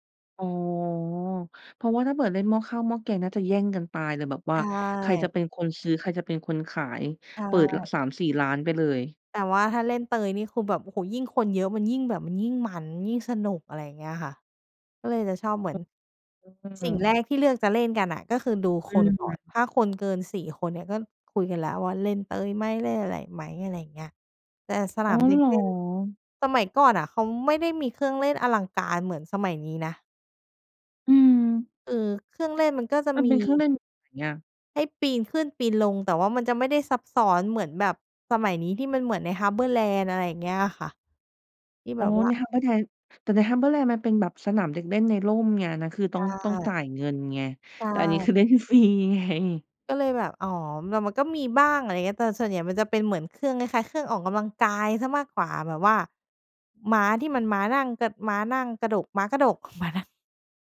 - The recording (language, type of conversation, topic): Thai, podcast, คุณชอบเล่นเกมอะไรในสนามเด็กเล่นมากที่สุด?
- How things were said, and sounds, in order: unintelligible speech; laughing while speaking: "เล่นฟรีไง"; laughing while speaking: "ม้านั่ง"